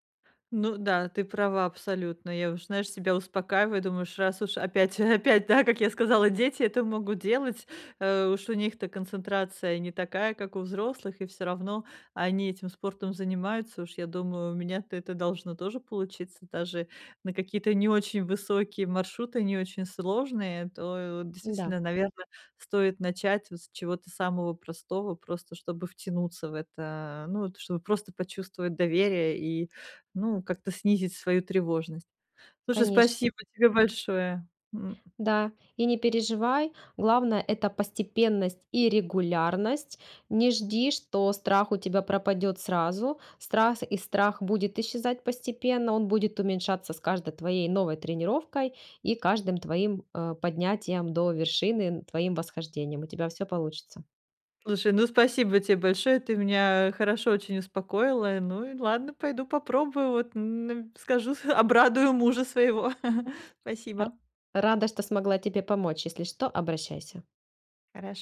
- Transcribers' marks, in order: laughing while speaking: "опять опять"; laughing while speaking: "обрадую"; chuckle; "Спасибо" said as "пасибо"
- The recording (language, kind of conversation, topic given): Russian, advice, Как мне справиться со страхом пробовать новые хобби и занятия?